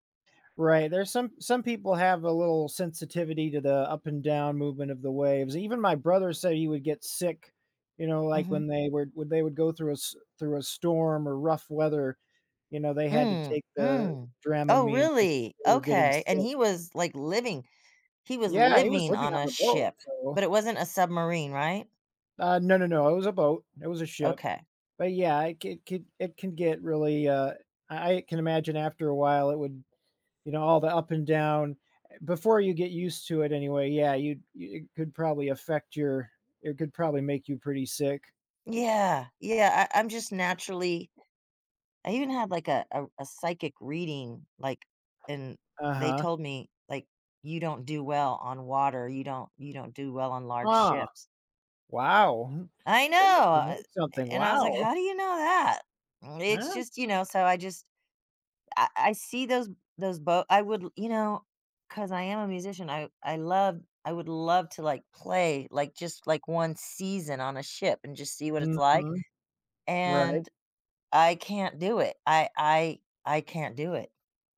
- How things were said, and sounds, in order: tapping; other background noise; chuckle
- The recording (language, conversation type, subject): English, unstructured, What factors influence your decision to drive or fly when planning a trip?
- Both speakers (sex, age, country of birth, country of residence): female, 60-64, United States, United States; male, 35-39, United States, United States